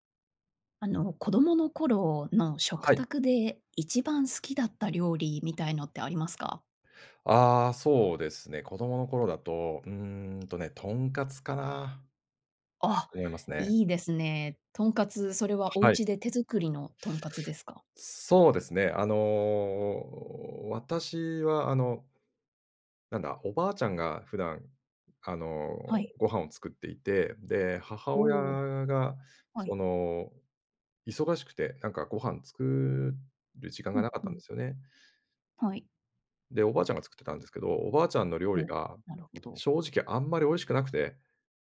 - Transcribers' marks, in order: other noise
- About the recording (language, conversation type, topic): Japanese, podcast, 子どもの頃の食卓で一番好きだった料理は何ですか？